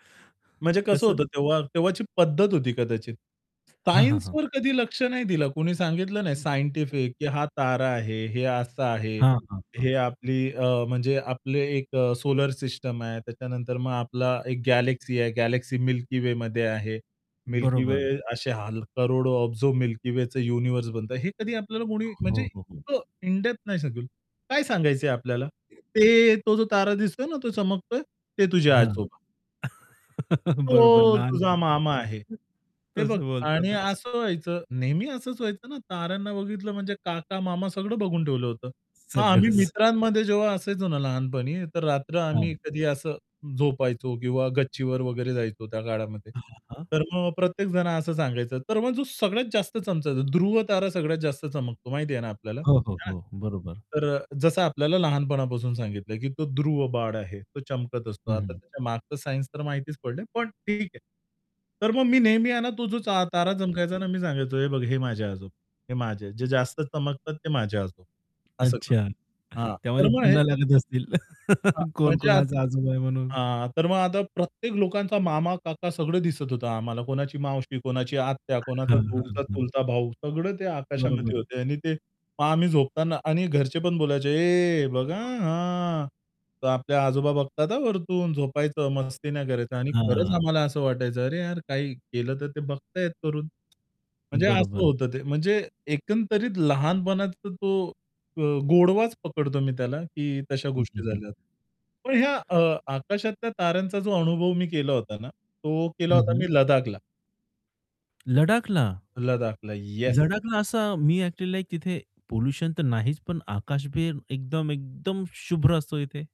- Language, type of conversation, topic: Marathi, podcast, तुम्ही कधी रात्रभर आकाशातले तारे पाहिले आहेत का, आणि तेव्हा तुम्हाला काय वाटले?
- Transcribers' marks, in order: other background noise; static; in English: "इन डेप्थ"; chuckle; laughing while speaking: "बरोबर लहान"; chuckle; distorted speech; "चमकायचा" said as "चमचायचा"; tapping; unintelligible speech; unintelligible speech; unintelligible speech; laugh; "लदाखला" said as "लडाखला?"; "लदाखला" said as "लडाखला"; stressed: "येस"